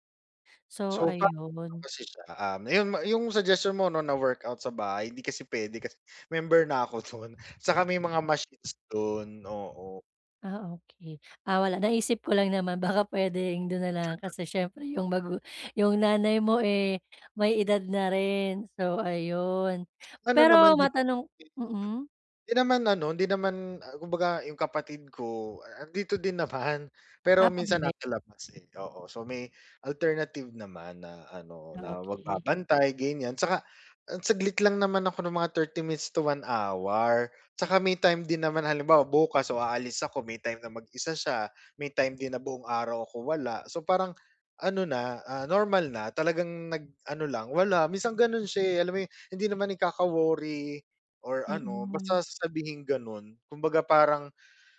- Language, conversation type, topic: Filipino, advice, Paano ko mapoprotektahan ang personal kong oras mula sa iba?
- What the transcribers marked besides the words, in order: unintelligible speech; laughing while speaking: "do'n"; wind; laughing while speaking: "baka puwedeng"; other noise; other background noise; laughing while speaking: "din naman"